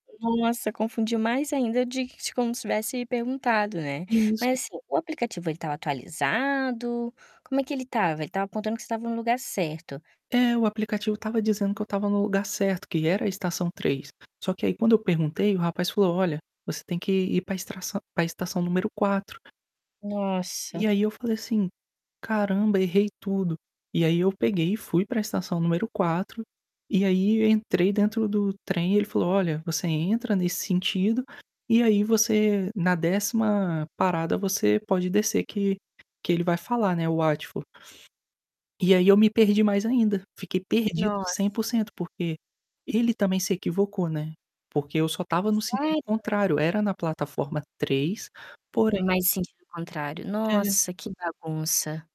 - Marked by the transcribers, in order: distorted speech; static; tapping
- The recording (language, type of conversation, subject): Portuguese, podcast, Você já se perdeu durante uma viagem? Como foi essa experiência?